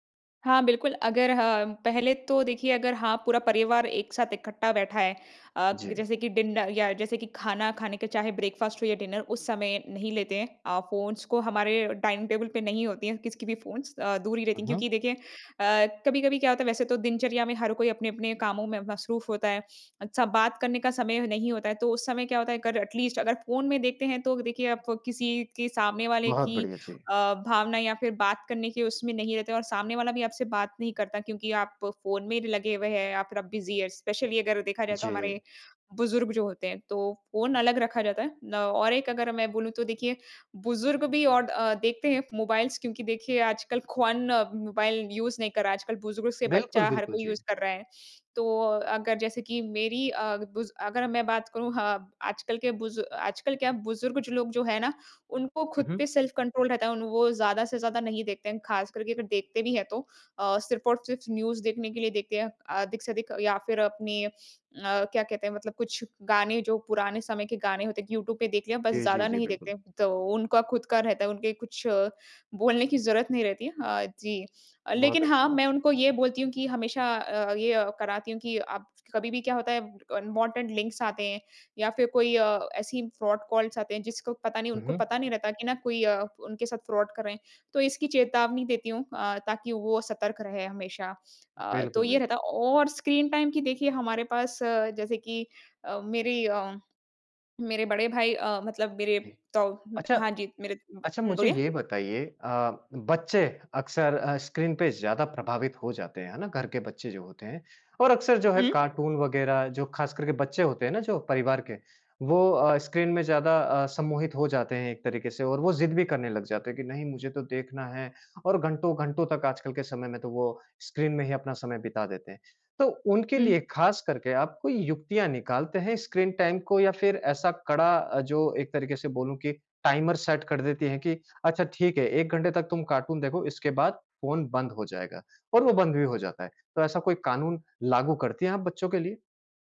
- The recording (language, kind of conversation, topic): Hindi, podcast, आप मोबाइल फ़ोन और स्क्रीन पर बिताए जाने वाले समय को कैसे नियंत्रित करते हैं?
- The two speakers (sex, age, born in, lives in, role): female, 25-29, India, India, guest; male, 30-34, India, India, host
- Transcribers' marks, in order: in English: "ब्रेकफ़ास्ट"; in English: "डिनर"; in English: "फ़ोन्स"; in English: "डाइनिंग टेबल"; in English: "फ़ोन्स"; in English: "एटलीस्ट"; in English: "बिज़ी"; in English: "स्पेशली"; in English: "मोबाइल्स"; in English: "यूज़"; in English: "यूज़"; in English: "सेल्फ-कंट्रोल"; in English: "न्यूज़"; in English: "अनवांटेड लिंक्स"; in English: "फ्रॉड कॉल्स"; in English: "फ्रॉड"; in English: "स्क्रीन टाइम"; in English: "कार्टून"; in English: "स्क्रीन टाइम"; in English: "टाइमर सेट"; in English: "कार्टून"